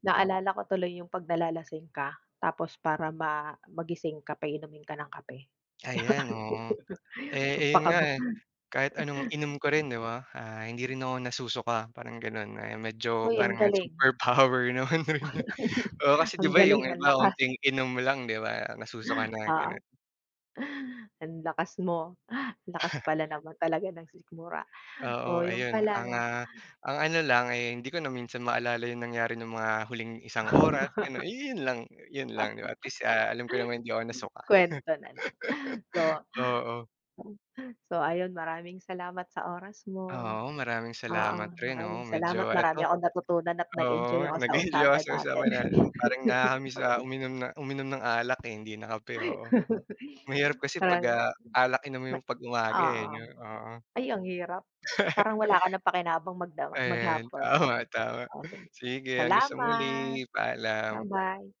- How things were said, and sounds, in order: other background noise; laugh; tapping; laugh; laugh; unintelligible speech; laugh; laugh
- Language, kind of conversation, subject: Filipino, unstructured, Ano ang mga karaniwang ginagawa mo tuwing umaga?